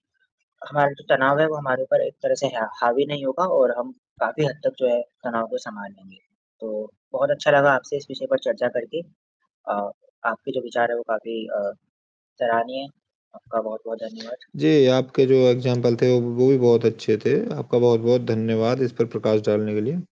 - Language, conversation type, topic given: Hindi, unstructured, आप तनाव दूर करने के लिए कौन-सी गतिविधियाँ करते हैं?
- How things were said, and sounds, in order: static; other background noise; tapping; in English: "एग्ज़ाम्पल"